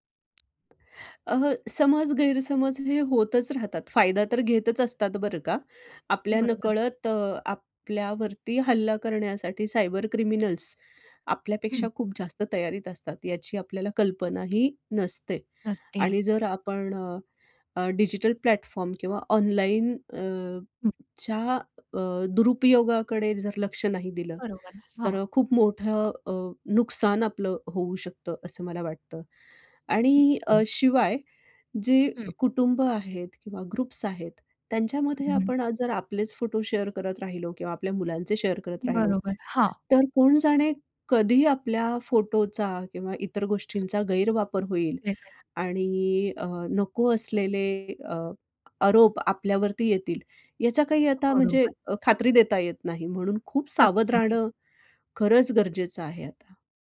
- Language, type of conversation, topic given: Marathi, podcast, कुठल्या गोष्टी ऑनलाईन शेअर करू नयेत?
- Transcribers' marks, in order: tapping; in English: "क्रिमिनल्स"; in English: "प्लॅटफॉर्म"; other noise; other background noise; in English: "ग्रुप्स"; in English: "शेअर"; in English: "शेअर"; unintelligible speech